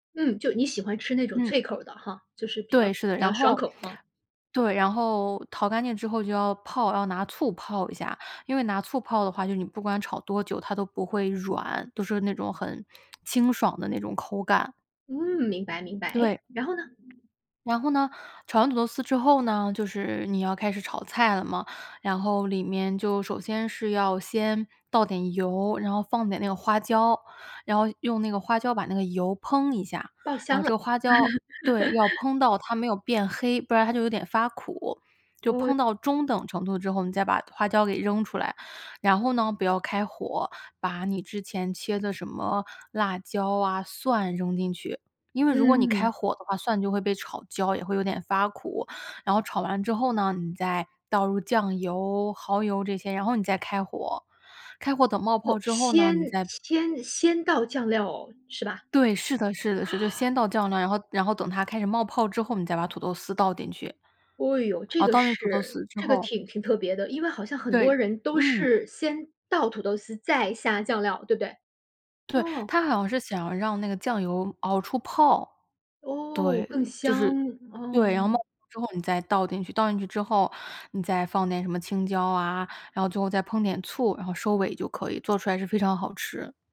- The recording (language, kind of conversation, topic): Chinese, podcast, 家里传下来的拿手菜是什么？
- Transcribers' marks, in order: other background noise; laugh; inhale